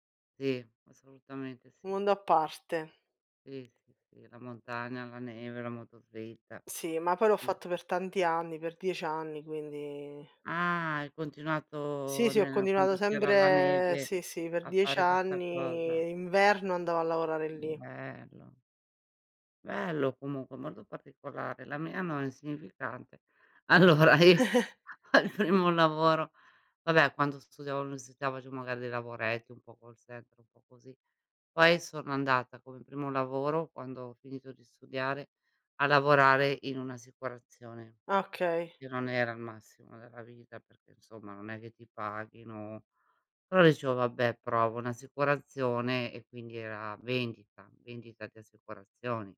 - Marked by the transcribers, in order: "Un" said as "u"; drawn out: "quindi"; drawn out: "Ah"; drawn out: "continuato"; drawn out: "sempre"; drawn out: "anni"; drawn out: "Bello"; stressed: "Bello"; other background noise; chuckle; laughing while speaking: "Allora, io, al primo"; "insomma" said as "nsomma"
- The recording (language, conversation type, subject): Italian, unstructured, Qual è stata la tua prima esperienza lavorativa?